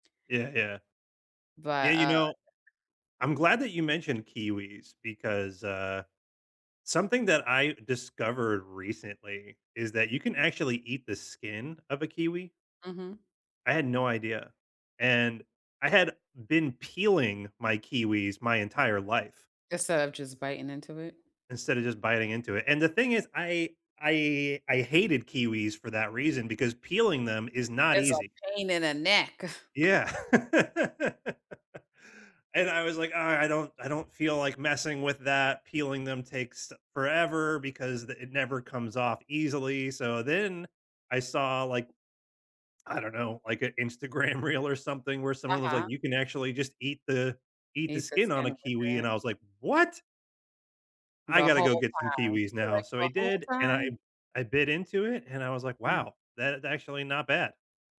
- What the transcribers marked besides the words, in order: other background noise; chuckle; laugh; laughing while speaking: "Instagram reel"
- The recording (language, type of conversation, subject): English, unstructured, How do you help someone learn to enjoy a food that seemed strange at first?